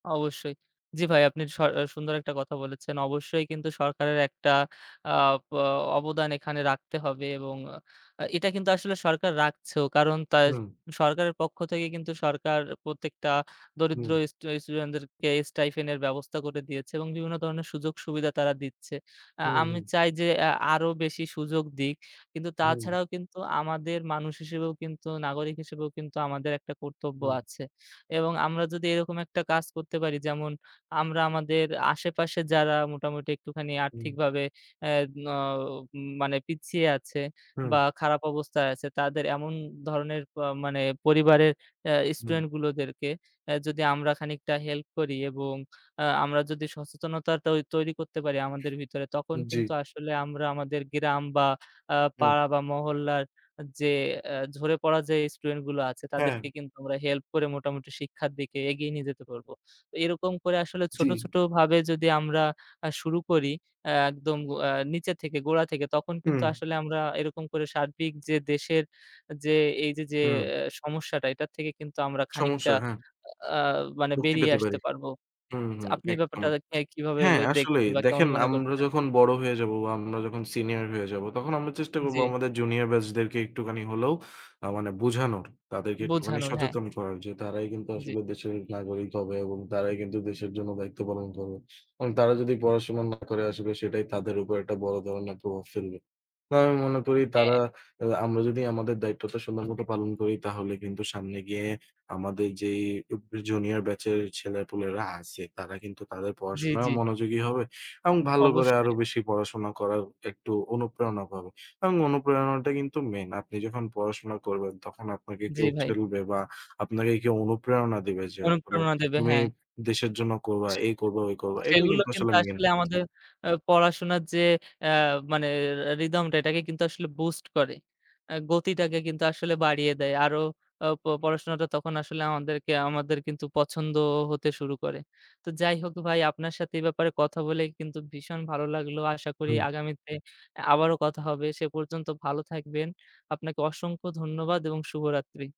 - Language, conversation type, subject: Bengali, unstructured, কেন অনেক শিক্ষার্থী স্কুল ছেড়ে দেয়?
- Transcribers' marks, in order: "স্টাইপেন্ড" said as "স্টাইফেন"; tapping; other background noise